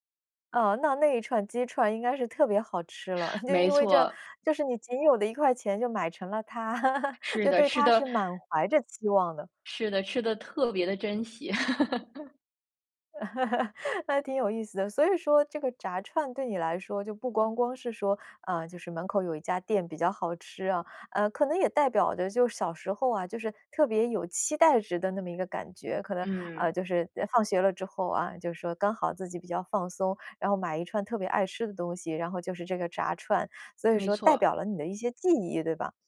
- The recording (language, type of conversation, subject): Chinese, podcast, 你最喜欢的街边小吃是哪一种？
- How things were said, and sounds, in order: laugh; laugh